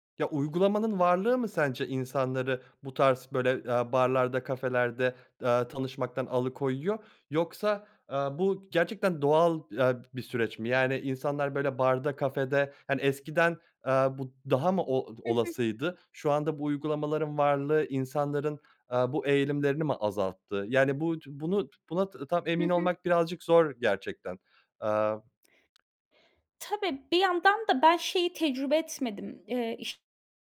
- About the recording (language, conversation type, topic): Turkish, podcast, Online arkadaşlıklar gerçek bir bağa nasıl dönüşebilir?
- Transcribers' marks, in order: other background noise; tapping